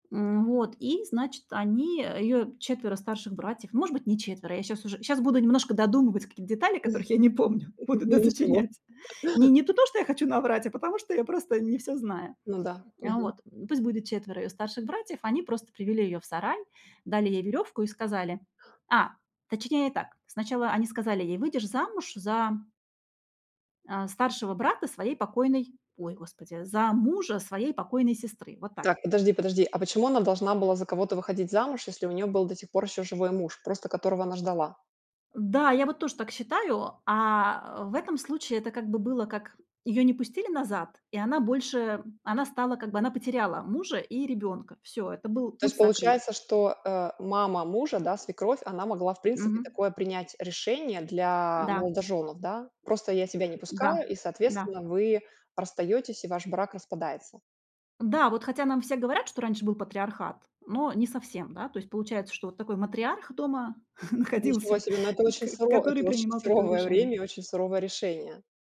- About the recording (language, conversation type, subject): Russian, podcast, Какие истории о своих предках вы больше всего любите рассказывать?
- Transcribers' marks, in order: other noise; laughing while speaking: "которых я не помню, буду досочинять"; chuckle; tapping; laughing while speaking: "находился"